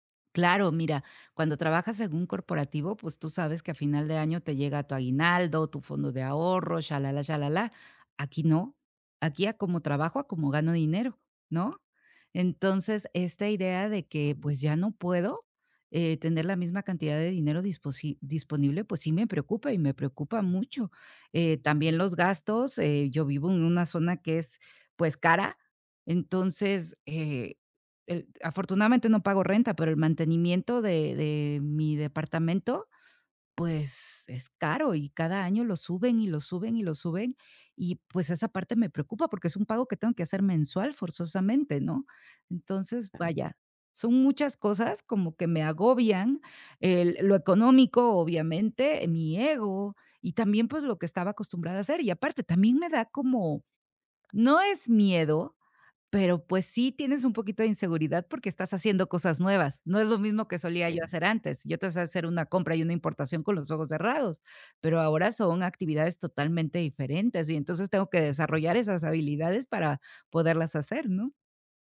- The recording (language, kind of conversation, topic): Spanish, advice, Miedo a dejar una vida conocida
- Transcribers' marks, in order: other noise; tapping; other background noise